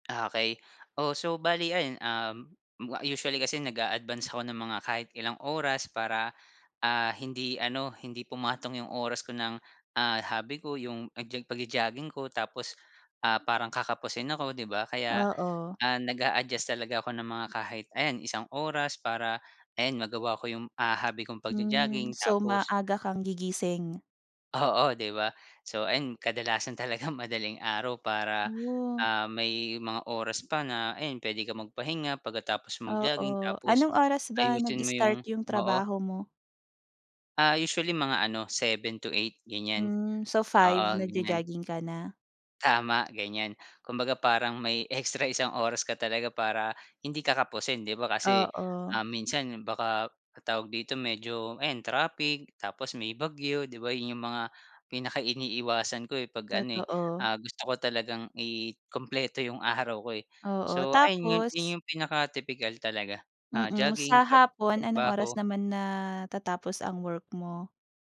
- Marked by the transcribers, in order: laughing while speaking: "Oo"; laughing while speaking: "talaga"; laughing while speaking: "extra isang"
- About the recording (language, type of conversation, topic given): Filipino, podcast, Paano mo napagsasabay ang trabaho o pag-aaral at ang libangan mo?